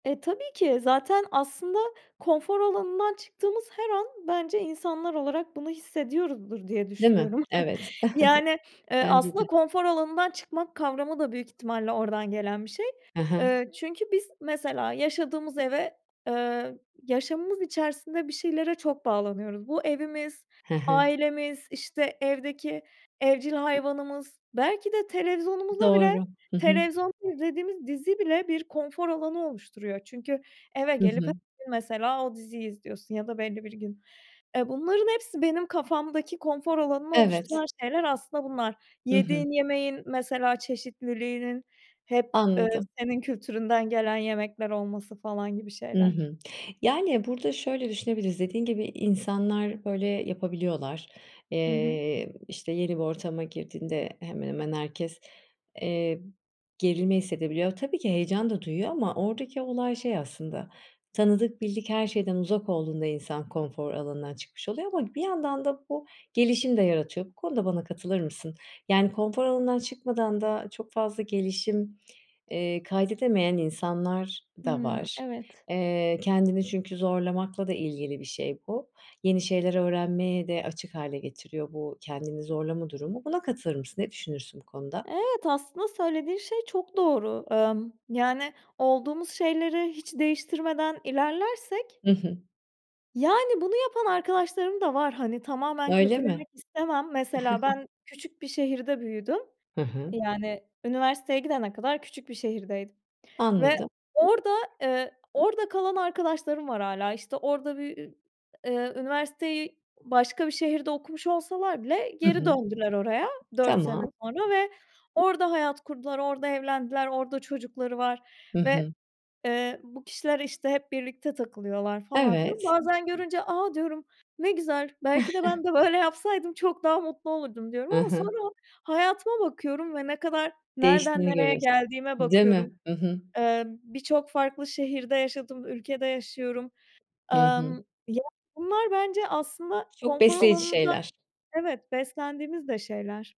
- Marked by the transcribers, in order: chuckle; other background noise; tapping; chuckle; chuckle
- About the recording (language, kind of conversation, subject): Turkish, podcast, Konfor alanından çıkmak için neler yaparsın?